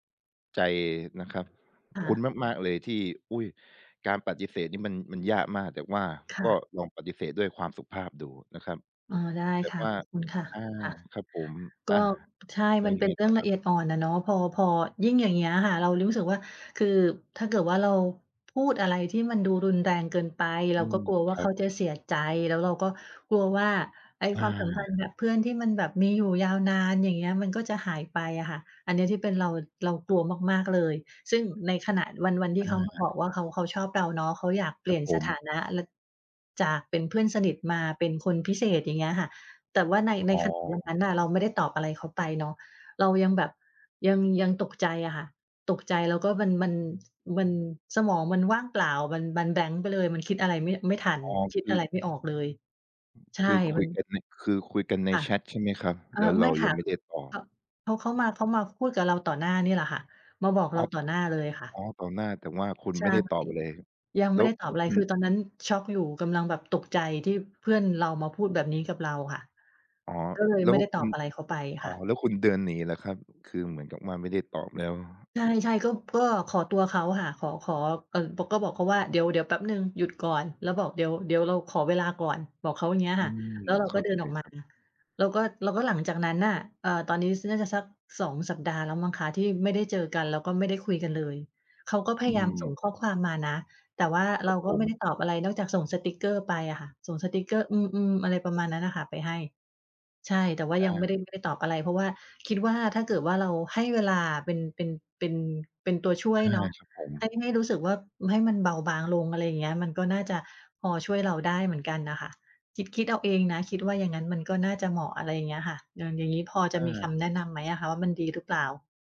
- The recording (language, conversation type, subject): Thai, advice, จะบอกเลิกความสัมพันธ์หรือมิตรภาพอย่างไรให้สุภาพและให้เกียรติอีกฝ่าย?
- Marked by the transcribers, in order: other background noise; tapping; unintelligible speech; unintelligible speech